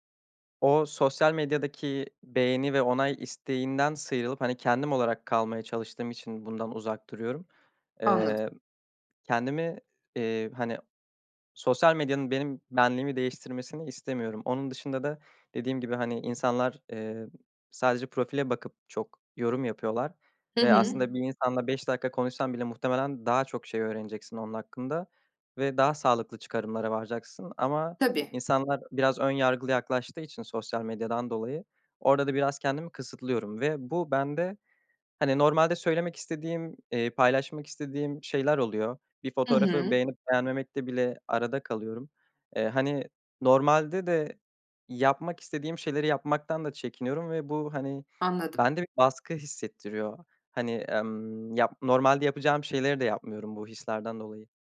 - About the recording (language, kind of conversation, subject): Turkish, advice, Sosyal medyada gerçek benliğinizi neden saklıyorsunuz?
- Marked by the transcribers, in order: tapping